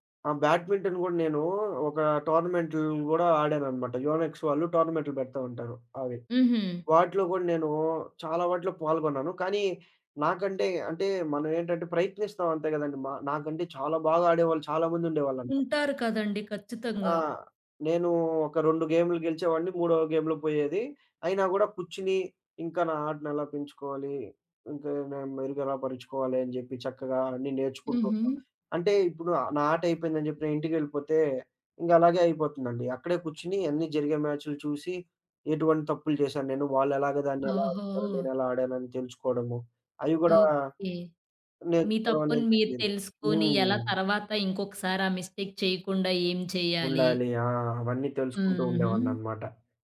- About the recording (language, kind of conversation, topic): Telugu, podcast, సాంప్రదాయ ఆటలు చిన్నప్పుడు ఆడేవారా?
- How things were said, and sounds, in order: in English: "మిస్టేక్"